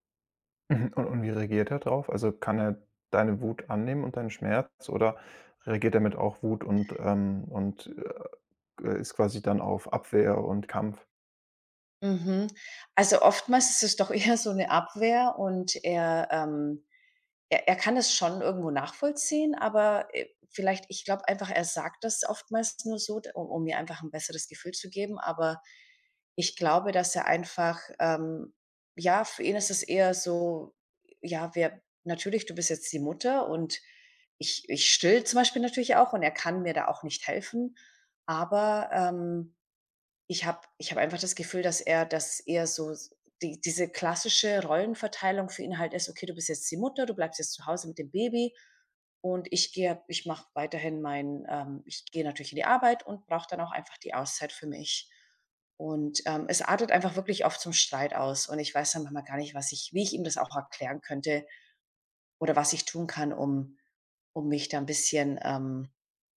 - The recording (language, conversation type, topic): German, advice, Wie ist es, Eltern zu werden und den Alltag radikal neu zu strukturieren?
- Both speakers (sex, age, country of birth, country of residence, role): female, 40-44, Kazakhstan, United States, user; male, 25-29, Germany, Germany, advisor
- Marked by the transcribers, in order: laughing while speaking: "eher"; other background noise